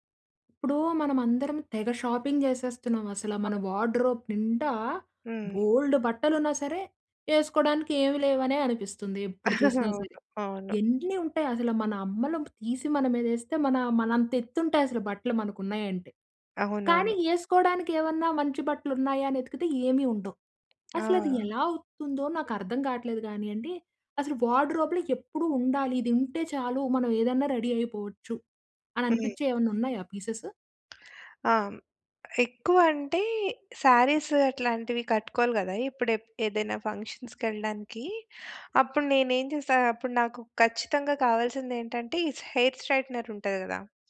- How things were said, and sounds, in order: in English: "షాపింగ్"; unintelligible speech; in English: "వార్డ్‌రోప్"; chuckle; tapping; in English: "వార్డ్‌రోప్‌లో"; in English: "రెడీ"; in English: "పీసెస్?"; in English: "ఫంక్షన్స్‌కి"; in English: "హెయిర్ స్ట్రెయిట్‌నర్"
- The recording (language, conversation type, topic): Telugu, podcast, మీ గార్డ్రోబ్‌లో ఎప్పుడూ ఉండాల్సిన వస్తువు ఏది?